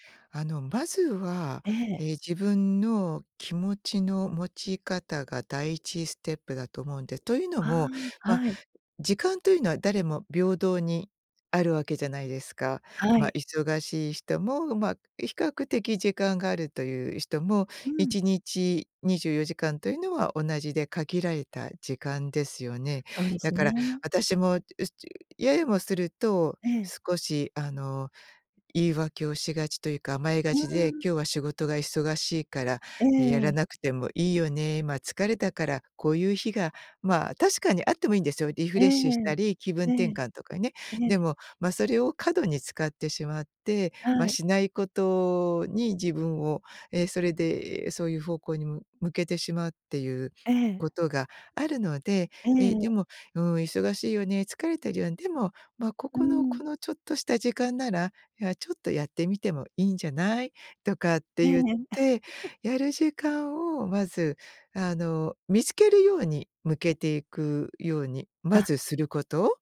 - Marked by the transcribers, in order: chuckle
- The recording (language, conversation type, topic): Japanese, podcast, 時間がないとき、効率よく学ぶためにどんな工夫をしていますか？